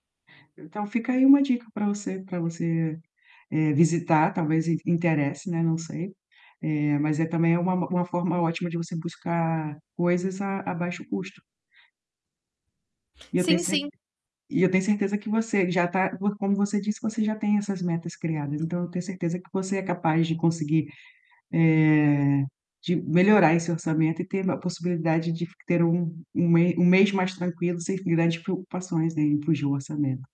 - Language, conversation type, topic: Portuguese, advice, Como posso fazer compras sem acabar gastando demais?
- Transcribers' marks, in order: other background noise; tapping